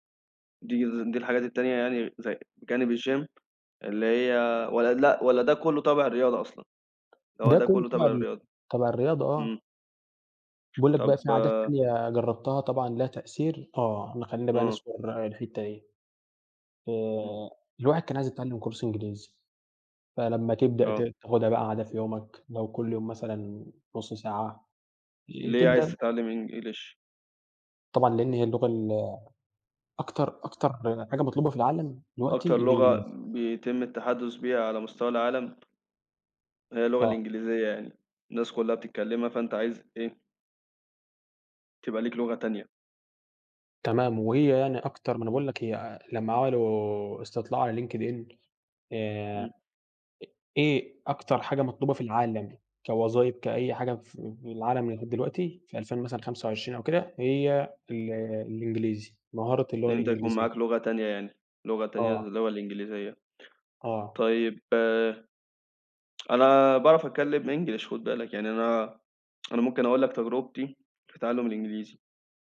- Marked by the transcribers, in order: in English: "الgym"; tapping; in English: "كورس"; in English: "English؟"; other noise; in English: "LinkedIn"; tsk; tsk
- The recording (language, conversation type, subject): Arabic, unstructured, إيه هي العادة الصغيرة اللي غيّرت حياتك؟